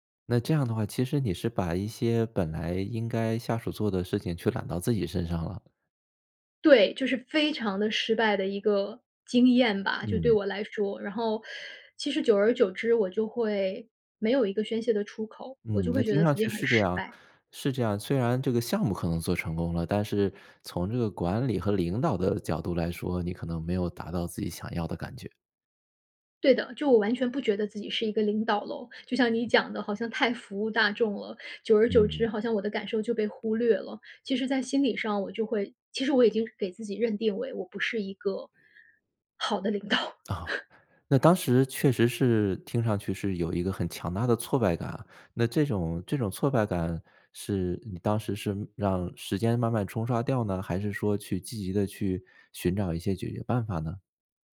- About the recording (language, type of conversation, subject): Chinese, podcast, 受伤后你如何处理心理上的挫败感？
- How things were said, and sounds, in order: stressed: "非常地"; other background noise; laughing while speaking: "领导"; chuckle